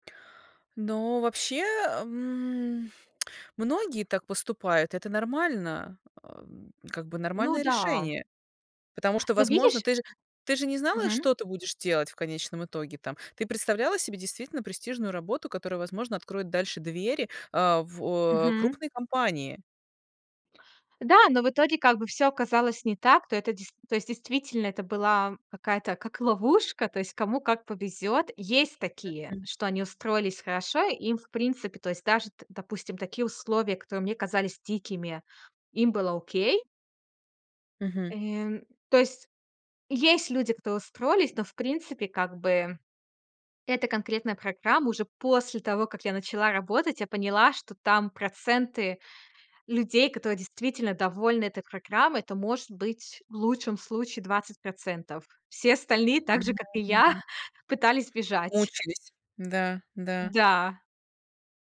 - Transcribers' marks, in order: drawn out: "м"; tapping; stressed: "после"; chuckle
- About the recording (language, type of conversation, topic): Russian, podcast, Чему научила тебя первая серьёзная ошибка?